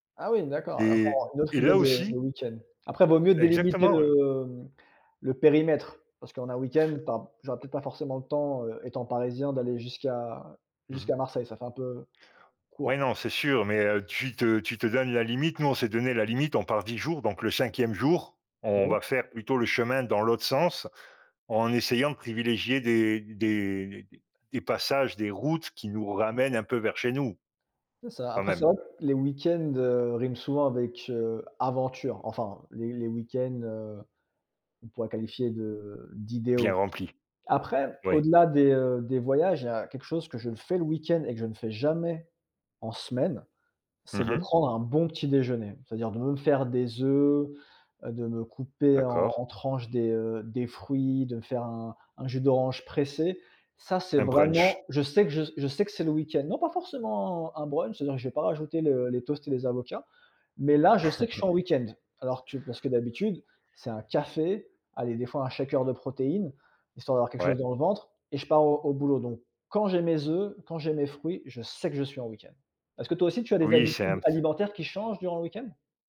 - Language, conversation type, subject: French, unstructured, Comment passes-tu ton temps libre le week-end ?
- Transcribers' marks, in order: other background noise; stressed: "jamais"; chuckle; stressed: "café"; stressed: "sais"